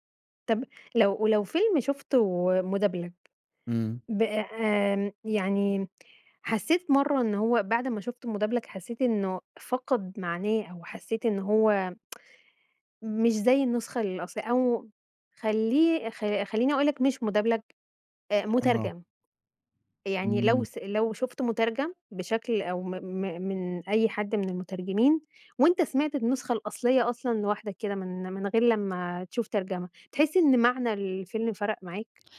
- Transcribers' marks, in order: in French: "مدبلج"; in French: "مدبلج"; tsk; in French: "مدبلج"
- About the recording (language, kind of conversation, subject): Arabic, podcast, شو رأيك في ترجمة ودبلجة الأفلام؟